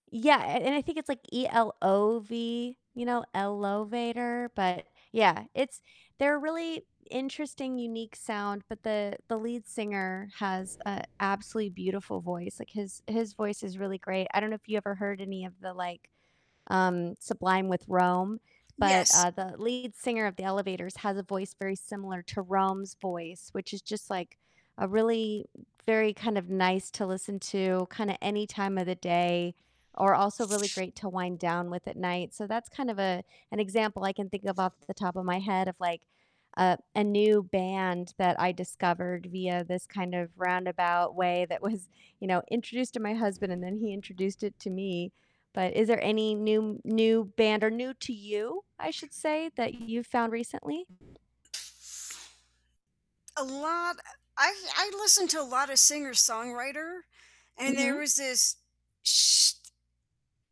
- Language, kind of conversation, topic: English, unstructured, What are your favorite ways to discover new music these days, and which discoveries have meant the most to you?
- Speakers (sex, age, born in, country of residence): female, 45-49, United States, United States; female, 60-64, United States, United States
- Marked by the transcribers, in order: distorted speech; static; other background noise; laughing while speaking: "was"